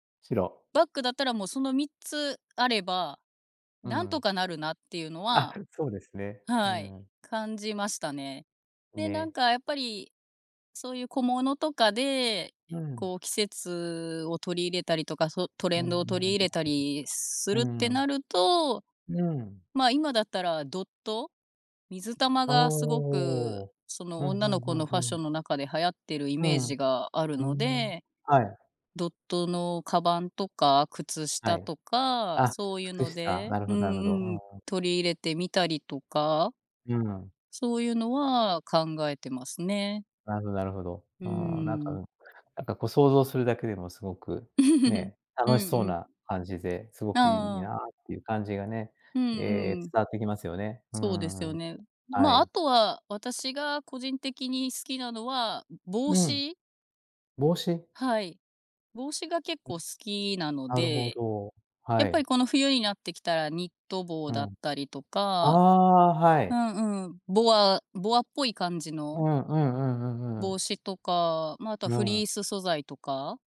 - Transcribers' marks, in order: laugh
- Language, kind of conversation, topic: Japanese, podcast, 服を通して自分らしさをどう表現したいですか?